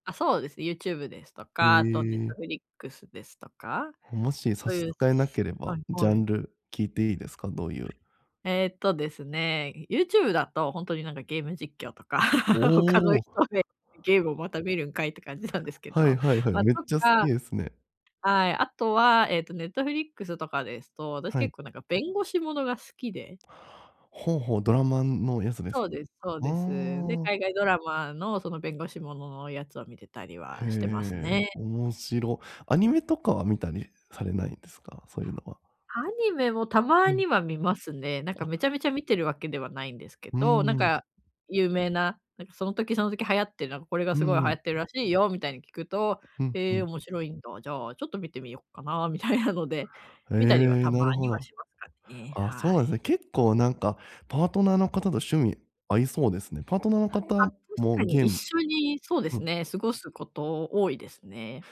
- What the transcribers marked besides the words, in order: laughing while speaking: "実況とか、他の人でゲーム … なんですけど"; laughing while speaking: "みたいなので"
- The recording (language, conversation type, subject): Japanese, advice, 余暇をもっと楽しめるようになるにはどうすればいいですか？